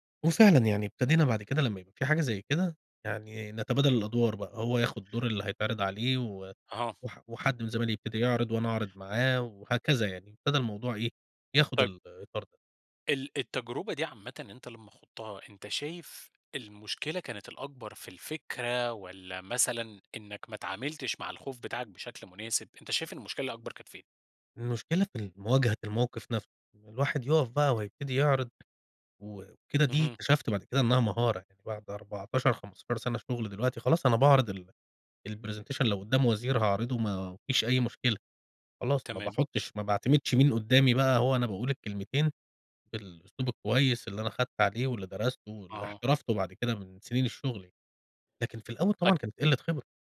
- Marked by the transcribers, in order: in English: "الPresentation"
- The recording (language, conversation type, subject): Arabic, podcast, بتحس بالخوف لما تعرض شغلك قدّام ناس؟ بتتعامل مع ده إزاي؟